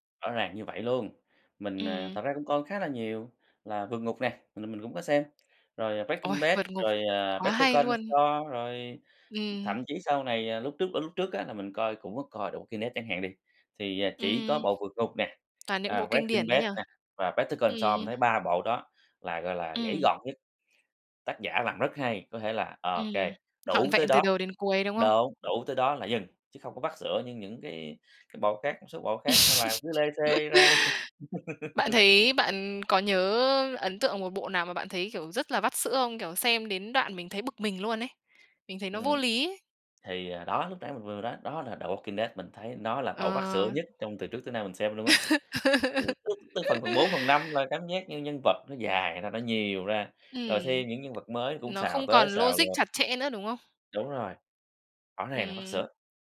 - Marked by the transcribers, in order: tapping; other noise; other background noise; "Trọn" said as "họn"; chuckle; laugh; laugh; unintelligible speech
- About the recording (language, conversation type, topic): Vietnamese, podcast, Bạn thích xem phim điện ảnh hay phim truyền hình dài tập hơn, và vì sao?